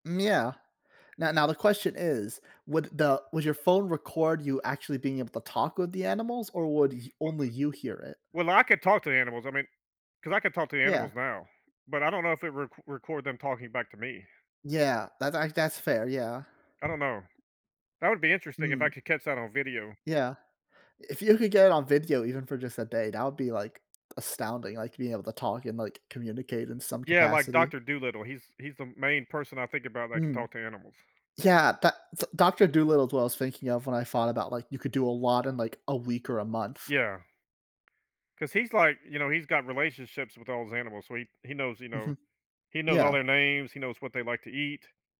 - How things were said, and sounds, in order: other background noise; unintelligible speech; tapping
- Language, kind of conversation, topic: English, unstructured, How do you think understanding animals better could change our relationship with them?